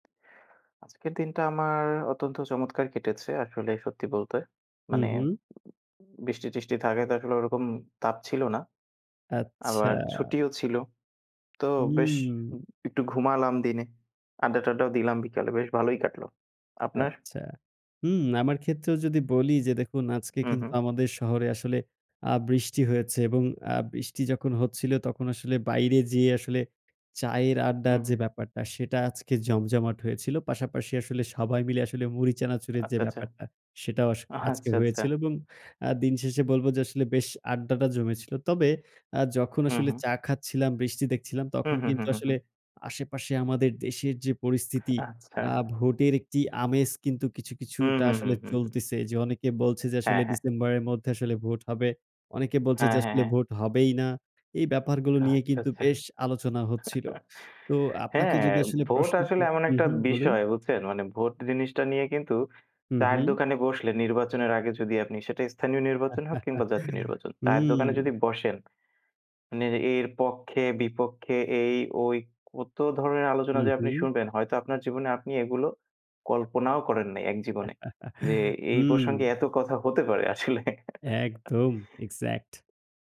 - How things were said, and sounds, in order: tapping; laughing while speaking: "আচ্ছা"; chuckle; chuckle; chuckle; laughing while speaking: "আসলে"; chuckle
- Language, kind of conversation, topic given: Bengali, unstructured, আপনার মতে ভোটদান কতটা গুরুত্বপূর্ণ?
- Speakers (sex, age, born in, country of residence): male, 20-24, Bangladesh, Bangladesh; male, 25-29, Bangladesh, Bangladesh